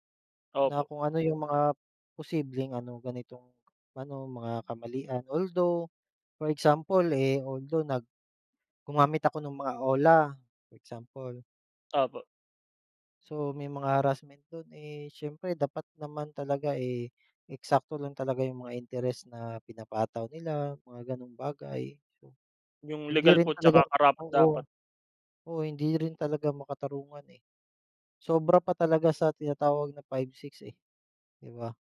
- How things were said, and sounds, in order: none
- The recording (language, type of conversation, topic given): Filipino, unstructured, Ano ang palagay mo sa panliligalig sa internet at paano ito nakaaapekto sa isang tao?